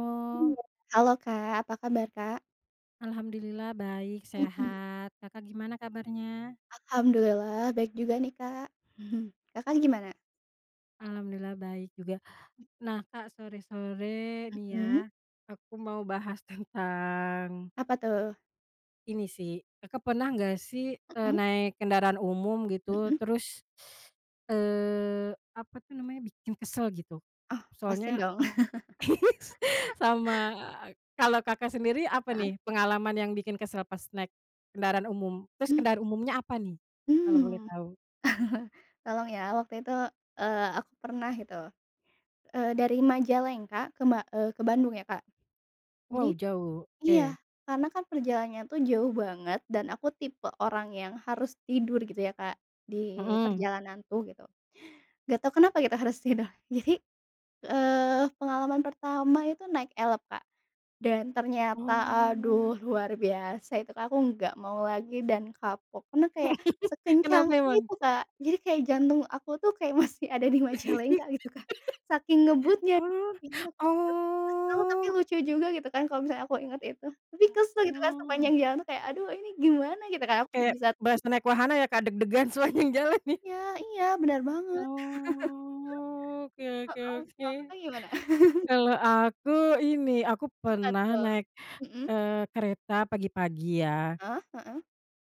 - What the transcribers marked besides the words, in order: chuckle; other background noise; laughing while speaking: "tentang"; teeth sucking; laugh; chuckle; laugh; laughing while speaking: "masih ada di Majalengka gitu, Kak"; laugh; unintelligible speech; drawn out: "oh"; laughing while speaking: "sepanjang jalan, nih"; drawn out: "Oh"; laugh; laugh
- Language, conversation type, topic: Indonesian, unstructured, Apa hal yang paling membuat kamu kesal saat menggunakan transportasi umum?